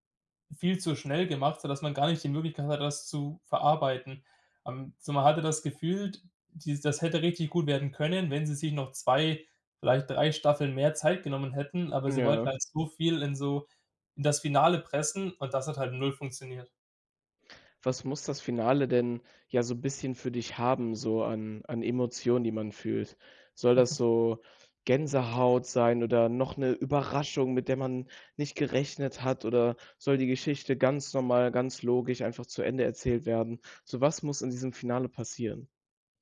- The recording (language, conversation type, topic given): German, podcast, Was macht ein Serienfinale für dich gelungen oder enttäuschend?
- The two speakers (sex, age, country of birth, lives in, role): male, 18-19, Germany, Germany, host; male, 20-24, Germany, Germany, guest
- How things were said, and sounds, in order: chuckle